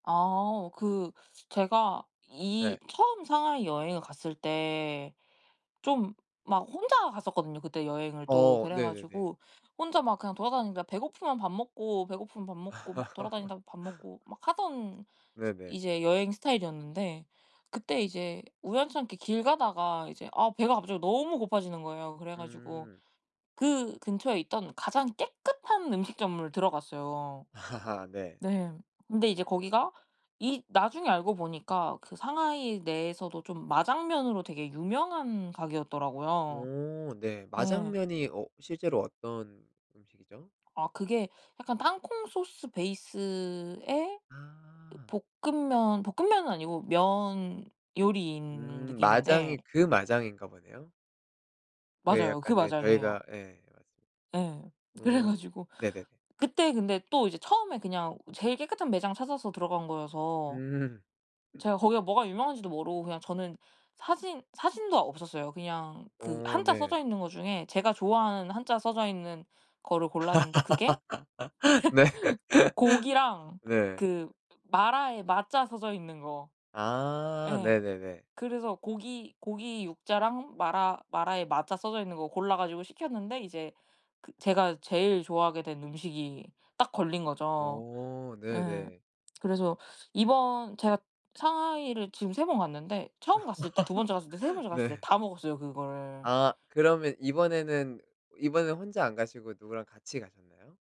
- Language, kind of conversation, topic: Korean, podcast, 음식 때문에 떠난 여행 기억나요?
- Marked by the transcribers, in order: laugh; laugh; laughing while speaking: "그래 가지고"; laughing while speaking: "음"; laugh; laughing while speaking: "네"; laugh; laugh